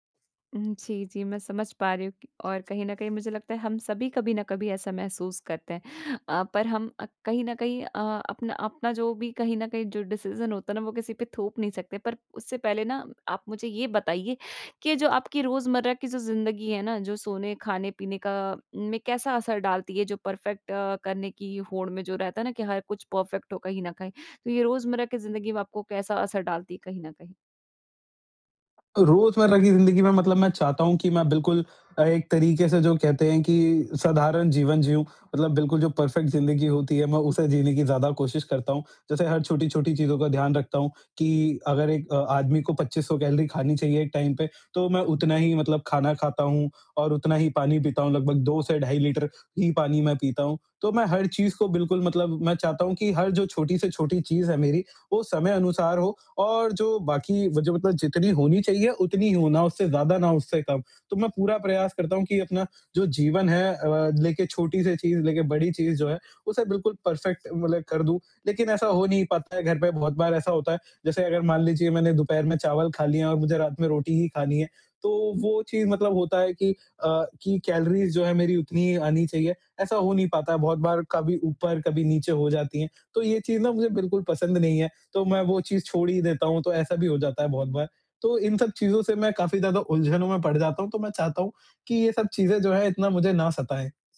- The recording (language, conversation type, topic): Hindi, advice, छोटी-छोटी बातों में पूर्णता की चाह और लगातार घबराहट
- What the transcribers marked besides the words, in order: in English: "डिसिजन"; in English: "परफ़ेक्ट"; in English: "परफ़ेक्ट"; in English: "परफ़ेक्ट"; in English: "टाइम"; in English: "परफ़ेक्ट"